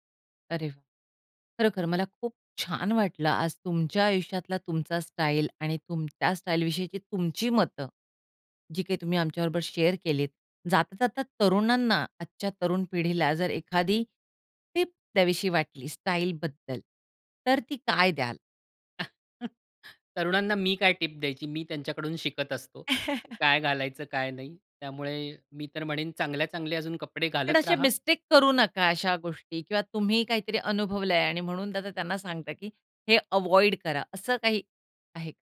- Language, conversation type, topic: Marathi, podcast, तुझी शैली आयुष्यात कशी बदलत गेली?
- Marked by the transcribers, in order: in English: "शेअर"; chuckle; chuckle; in English: "अव्हॉइड"